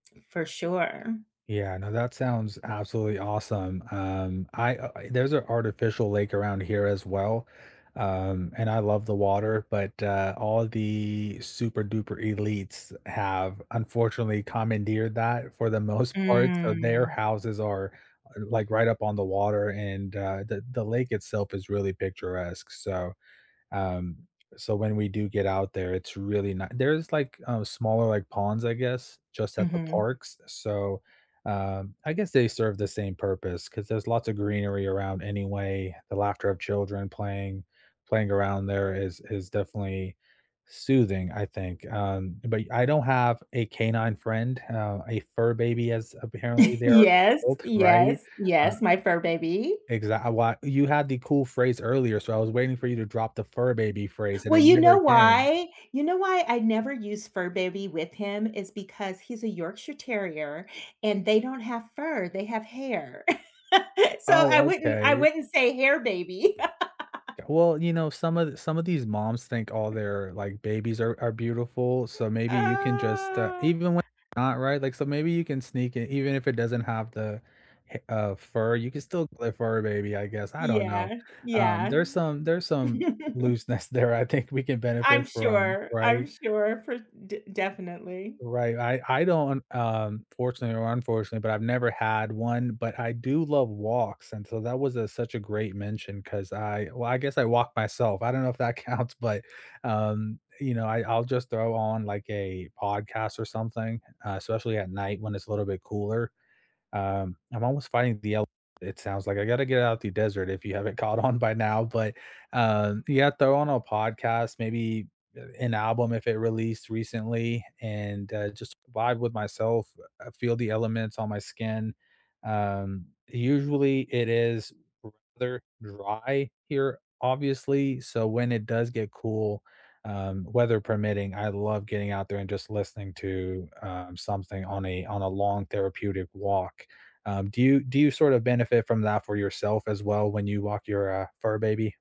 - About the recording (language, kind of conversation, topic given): English, unstructured, What new rituals would you love to create with a partner or friends?
- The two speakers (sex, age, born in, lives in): female, 55-59, United States, United States; male, 30-34, United States, United States
- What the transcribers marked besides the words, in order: drawn out: "Mm"; tapping; chuckle; chuckle; laugh; drawn out: "Ah"; other background noise; chuckle; laughing while speaking: "counts"; laughing while speaking: "haven't caught"